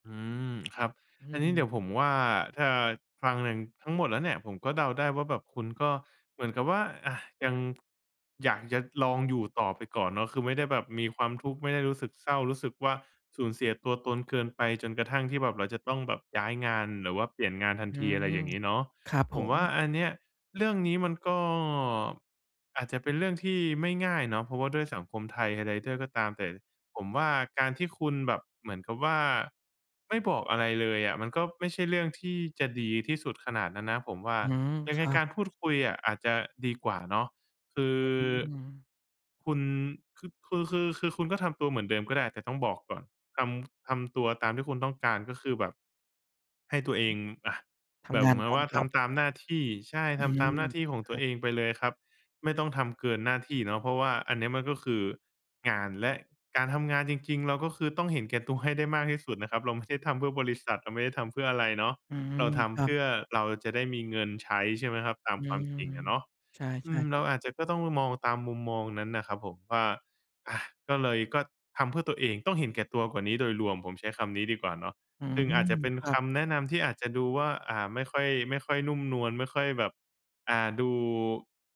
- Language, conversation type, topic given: Thai, advice, คุณอธิบายความรู้สึกเหมือนสูญเสียความเป็นตัวเองหลังจากได้ย้ายไปอยู่ในสังคมหรือสภาพแวดล้อมใหม่ได้อย่างไร?
- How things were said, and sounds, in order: tapping; other background noise; laughing while speaking: "ตัว"